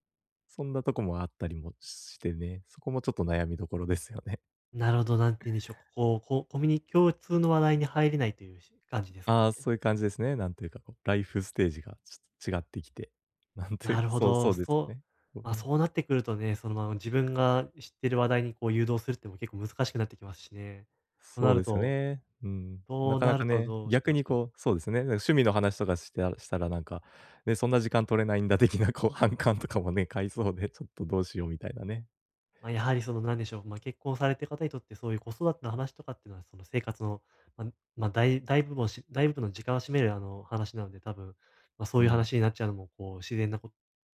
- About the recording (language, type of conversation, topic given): Japanese, advice, 周囲と比べて進路の決断を急いでしまうとき、どうすればいいですか？
- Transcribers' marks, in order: none